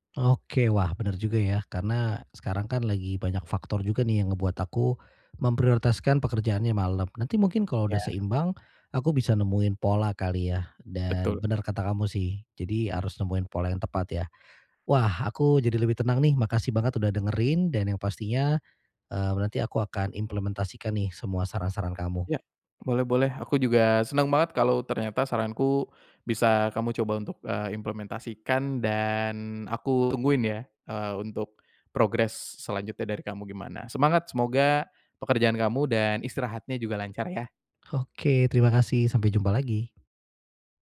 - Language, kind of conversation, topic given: Indonesian, advice, Bagaimana cara menemukan keseimbangan yang sehat antara pekerjaan dan waktu istirahat setiap hari?
- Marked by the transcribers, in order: other background noise